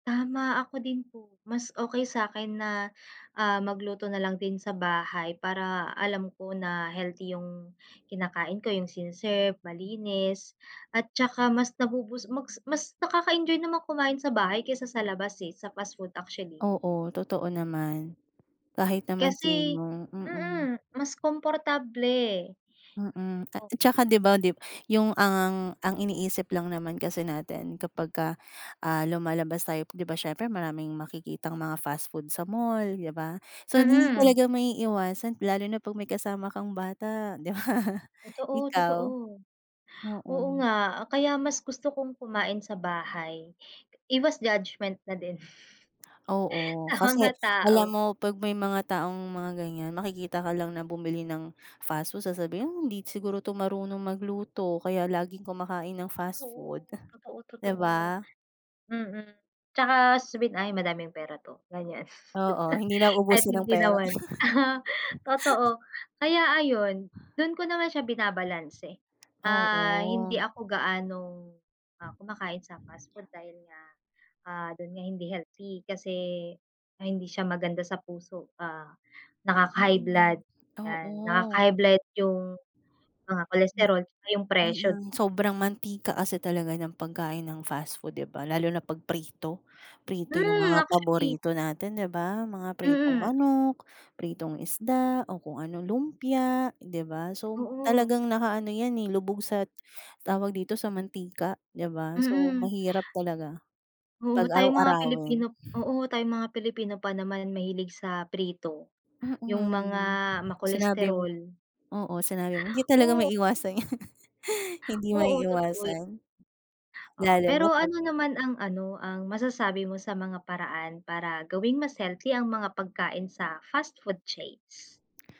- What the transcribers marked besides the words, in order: laughing while speaking: "di ba?"; laughing while speaking: "sa mga tao"; chuckle
- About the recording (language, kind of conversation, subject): Filipino, unstructured, Pabor ka ba sa pagkain ng mabilisang pagkain kahit alam mong hindi ito masustansiya?